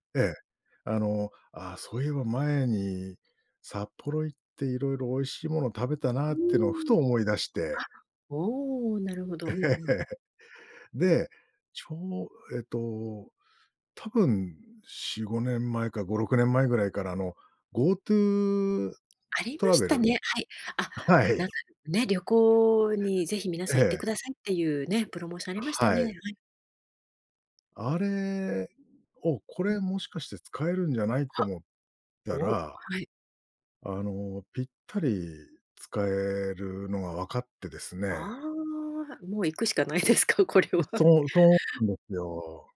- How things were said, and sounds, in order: laughing while speaking: "ええ"; laughing while speaking: "あ、はい"; laughing while speaking: "もう行くしかないですか、これは"
- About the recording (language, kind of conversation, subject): Japanese, podcast, 毎年恒例の旅行やお出かけの習慣はありますか？